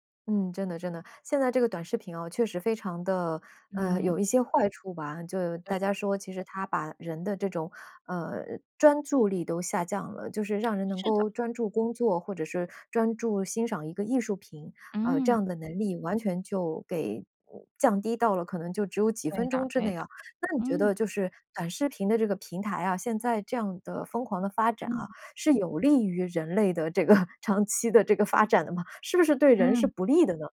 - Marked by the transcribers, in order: tsk; other background noise; laughing while speaking: "这个长期的这个发展的吗？"
- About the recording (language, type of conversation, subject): Chinese, podcast, 为什么短视频剪辑会影响观剧期待？